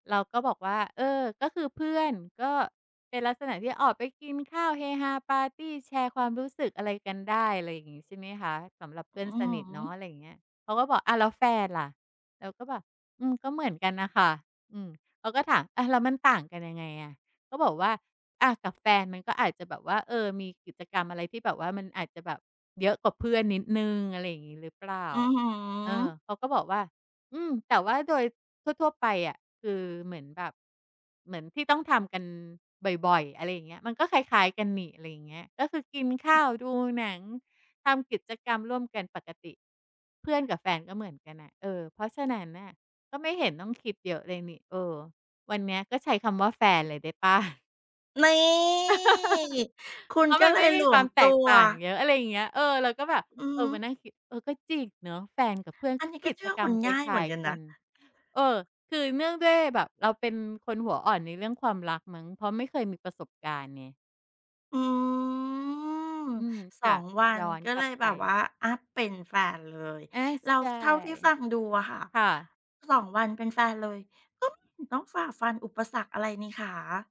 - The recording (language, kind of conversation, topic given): Thai, podcast, เล่าช่วงที่คุณฝ่าฟันอุปสรรคให้ฟังหน่อยได้ไหม?
- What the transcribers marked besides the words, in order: other noise; drawn out: "นี่"; laugh; drawn out: "อืม"